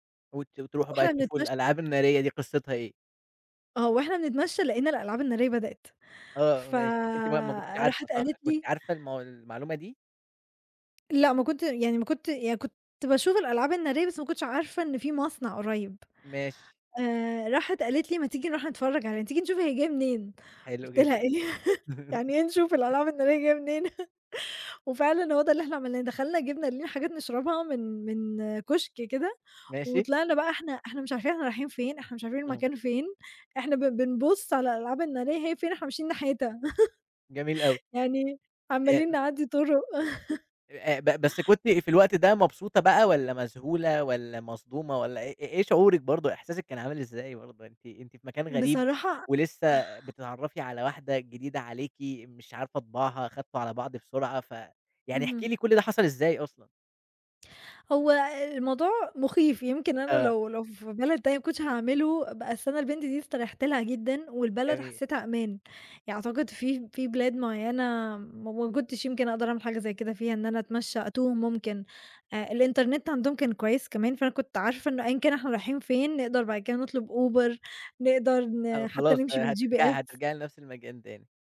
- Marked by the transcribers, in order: laughing while speaking: "آه ماشي"; laughing while speaking: "إيه؟ يعني إيه نشوف الألعاب النارية جاية منين؟"; chuckle; chuckle; chuckle; tapping
- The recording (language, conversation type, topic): Arabic, podcast, احكيلي عن مغامرة سفر ما هتنساها أبدًا؟